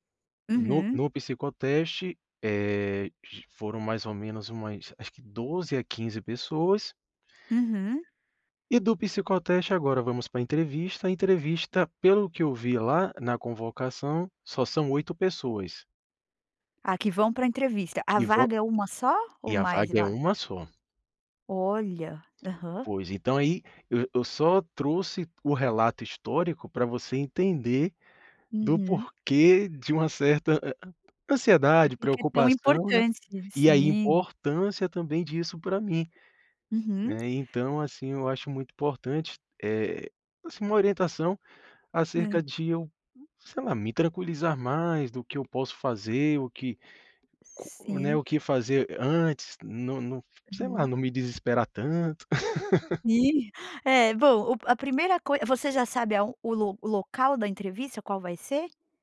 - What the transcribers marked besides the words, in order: tapping; laugh
- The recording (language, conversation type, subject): Portuguese, advice, Como posso lidar com a ansiedade antes de uma entrevista importante por medo de fracassar?